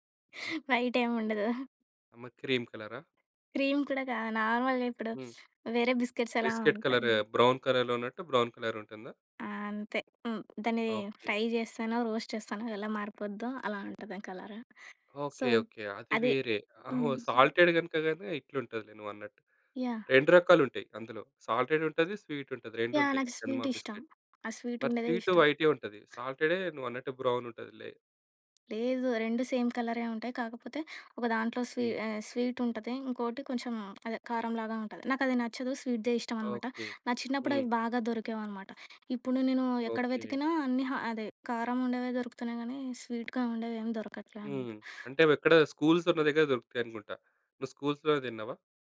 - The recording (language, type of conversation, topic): Telugu, podcast, ఏ రుచి మీకు ఒకప్పటి జ్ఞాపకాన్ని గుర్తుకు తెస్తుంది?
- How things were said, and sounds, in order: chuckle; in English: "క్రీమ్"; in English: "క్రీమ్"; in English: "నార్మల్‌గా"; in English: "బిస్కిట్స్"; in English: "బిస్కట్ కలర్, బ్రౌన్ కలర్‌లో"; in English: "బ్రౌన్ కలర్"; in English: "ఫ్రై"; in English: "రోస్ట్"; in English: "కలర్. సో"; in English: "సాల్టెడ్"; in English: "సాల్టెడ్"; in English: "స్వీట్"; in English: "బిస్కిట్"; in English: "స్వీట్"; other background noise; in English: "బ్రౌన్"; in English: "సేమ్"; in English: "స్వీట్‌దే"; in English: "స్వీట్‌గా"; in English: "స్కూల్స్"; in English: "స్కూల్స్‌లోనే"